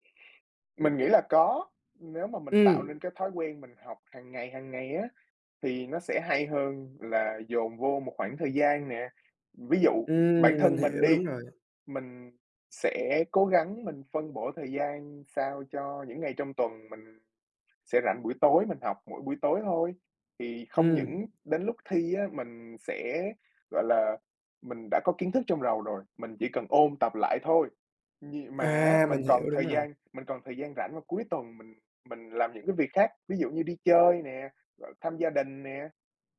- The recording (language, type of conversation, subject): Vietnamese, podcast, Bạn thường học theo cách nào hiệu quả nhất?
- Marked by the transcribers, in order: other noise; tapping